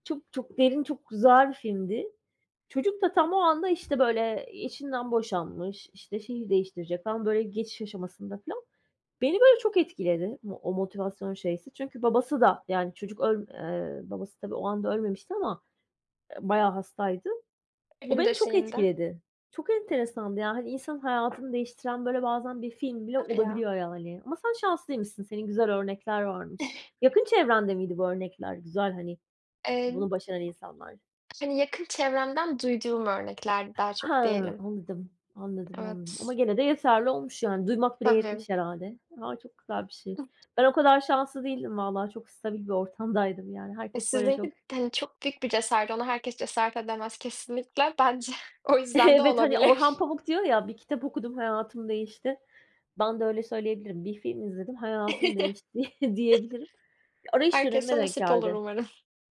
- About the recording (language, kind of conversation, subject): Turkish, unstructured, Kendinle gurur duyduğun bir özelliğin nedir?
- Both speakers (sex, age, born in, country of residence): female, 20-24, Turkey, Netherlands; female, 45-49, Turkey, Spain
- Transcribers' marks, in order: tapping; other background noise; laughing while speaking: "Bence o yüzden de olabilir"; laughing while speaking: "Evet"; chuckle; laughing while speaking: "diyebilirim"; laughing while speaking: "umarım"